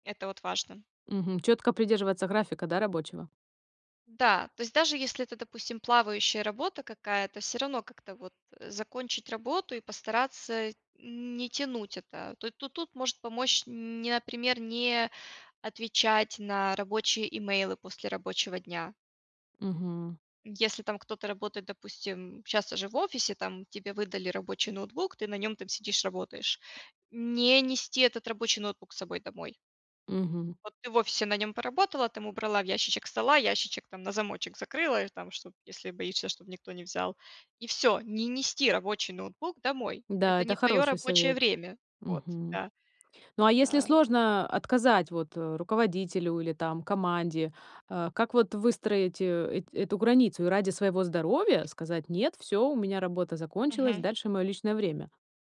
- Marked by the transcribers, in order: tapping
- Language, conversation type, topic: Russian, podcast, Как ты поддерживаешь ментальное здоровье в повседневной жизни?